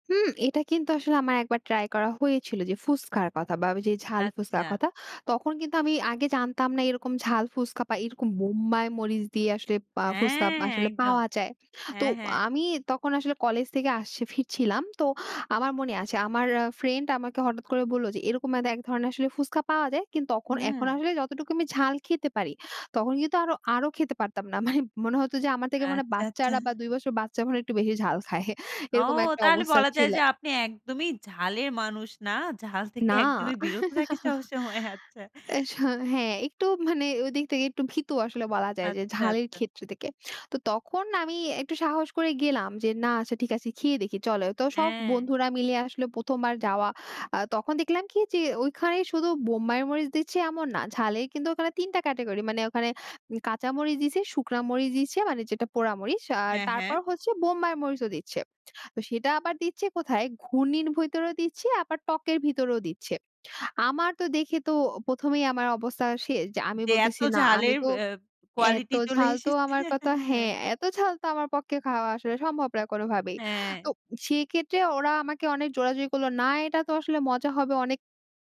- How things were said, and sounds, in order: "বোম্বাই" said as "মম্বাই"; tapping; "বছর" said as "বসর"; chuckle; laughing while speaking: "ঝাল থেকে একদমই বিরত থাকে সব সময়। আচ্ছা"; chuckle; "থেকে" said as "তেকে"; "থেকে" said as "তেকে"; "ভিতরে" said as "ভইতরে"; laughing while speaking: "চলে এসেছে। হ্যাঁ"; "কথা" said as "কতা"; "পক্ষে" said as "পক্কে"
- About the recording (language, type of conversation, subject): Bengali, podcast, ভ্রমণে আপনি প্রথমবার স্থানীয় খাবার খাওয়ার অভিজ্ঞতার গল্পটা বলবেন?